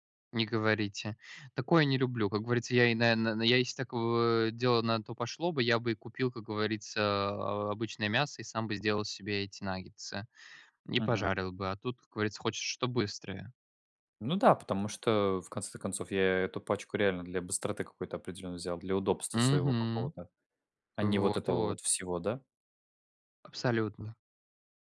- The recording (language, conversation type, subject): Russian, unstructured, Что вас больше всего раздражает в готовых блюдах из магазина?
- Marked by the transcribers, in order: other background noise